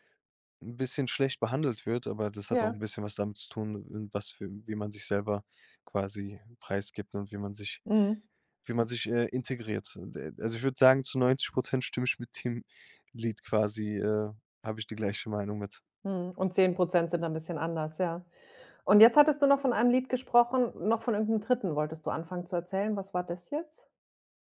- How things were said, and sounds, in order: none
- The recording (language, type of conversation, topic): German, podcast, Wie nimmst du kulturelle Einflüsse in moderner Musik wahr?